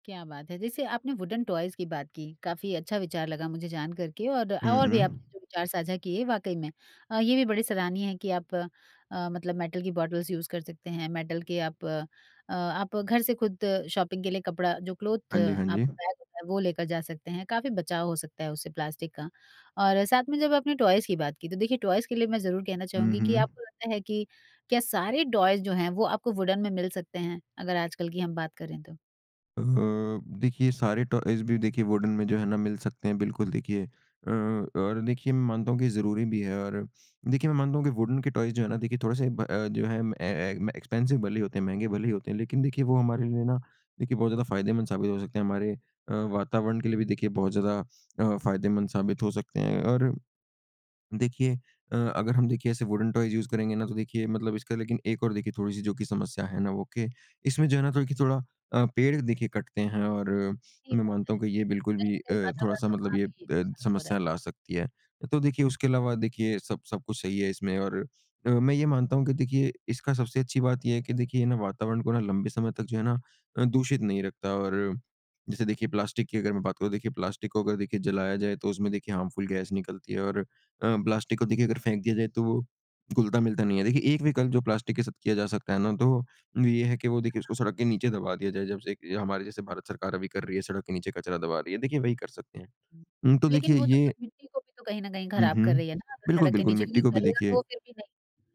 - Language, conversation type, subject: Hindi, podcast, प्लास्टिक का उपयोग कम करने के आसान तरीके क्या हैं?
- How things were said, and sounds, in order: in English: "वुडन टॉयज़"; tapping; in English: "बॉटल्स यूज़"; in English: "शॉपिंग"; in English: "क्लॉथ"; in English: "टॉयज़"; in English: "टॉयज़"; in English: "टॉयज़"; in English: "वुडन"; in English: "टॉयज़"; in English: "वुडन"; in English: "वुडन"; in English: "टॉयज़"; in English: "ए ए एक्सपेंसिव"; in English: "वुडन टॉयज़ यूज़"; in English: "हार्मफुल गैस"; unintelligible speech; unintelligible speech